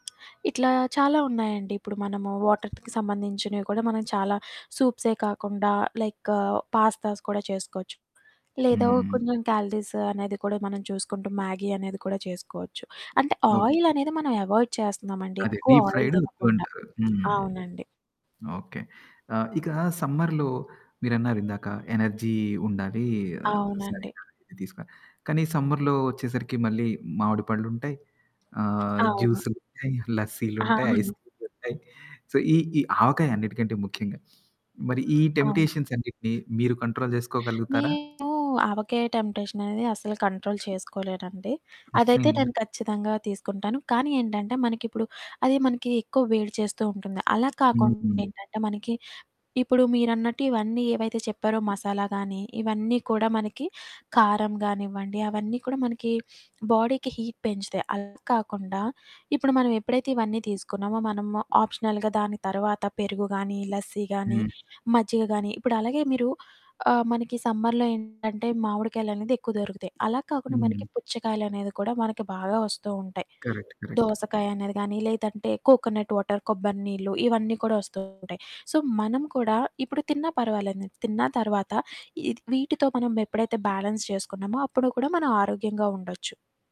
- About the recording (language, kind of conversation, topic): Telugu, podcast, సీజన్లు మారుతున్నప్పుడు మన ఆహార అలవాట్లు ఎలా మారుతాయి?
- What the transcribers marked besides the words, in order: other background noise; static; distorted speech; in English: "వాటర్‍కి"; in English: "లైక్"; in English: "పాస్తాస్"; in English: "కాలరీస్"; in English: "ఆయిల్"; in English: "అవాయిడ్"; in English: "డీప్"; in English: "ఆయిల్"; horn; in English: "సమ్మర్‍లో"; in English: "ఎనర్జీ"; in English: "సమ్మర్‍లో"; laughing while speaking: "అవును"; chuckle; in English: "సో"; sniff; in English: "టెంప్టేషన్స్"; in English: "కంట్రోల్"; tapping; in English: "టెంప్టేషన్"; in English: "కంట్రోల్"; giggle; in English: "బాడీకి హీట్"; in English: "ఆప్షనల్‌గా"; in English: "లస్సీ"; in English: "సమ్మర్‌లో"; in English: "కరెక్ట్, కరెక్ట్"; in English: "కోకోనట్ వాటర్"; in English: "సో"; in English: "బ్యాలెన్స్"